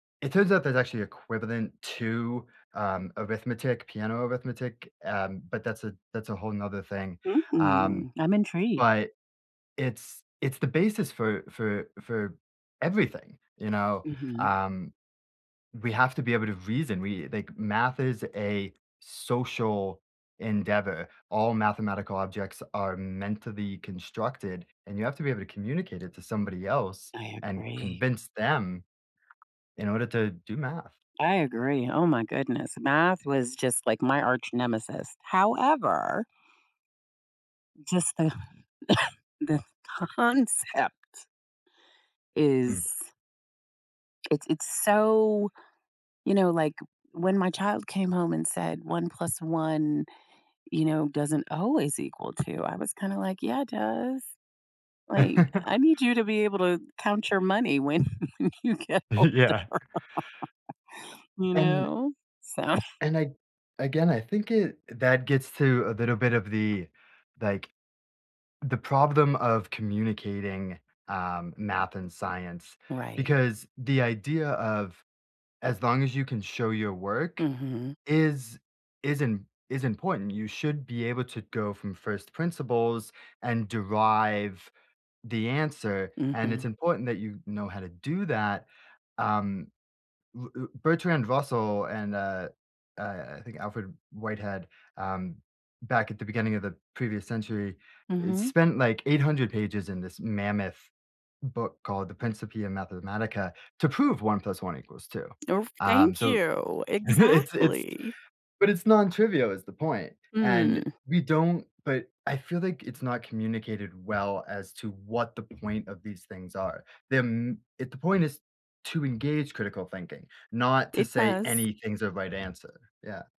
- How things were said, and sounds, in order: other background noise; tapping; cough; laugh; laugh; laughing while speaking: "you get older"; cough; laugh
- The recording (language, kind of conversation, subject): English, unstructured, What is a scientific discovery that has made you feel hopeful?
- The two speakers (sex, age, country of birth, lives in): female, 60-64, United States, United States; male, 35-39, United States, United States